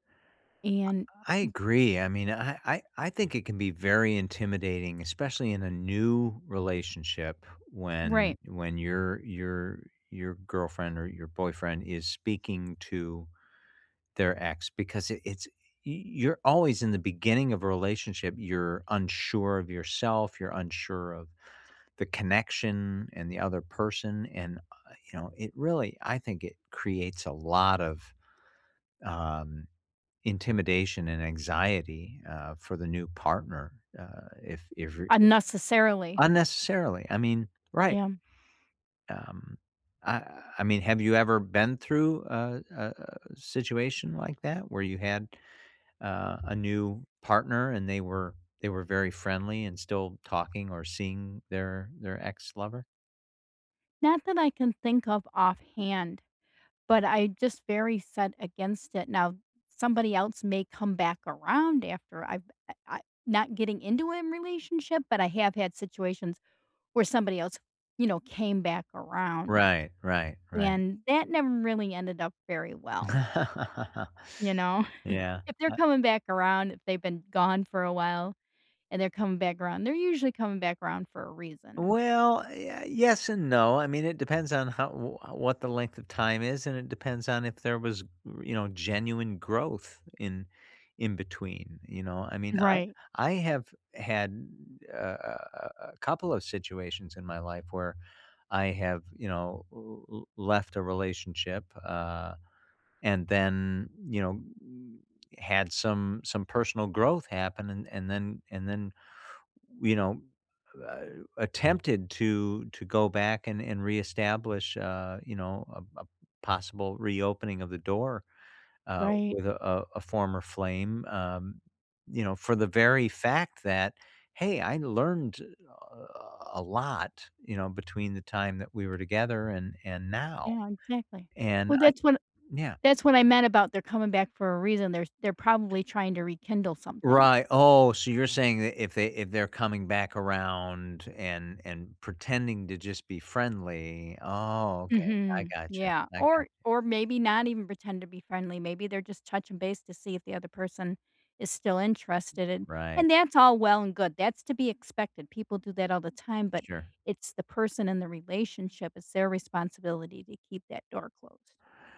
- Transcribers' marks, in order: stressed: "new"; other noise; tapping; laugh; chuckle
- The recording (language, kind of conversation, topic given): English, unstructured, Is it okay to date someone who still talks to their ex?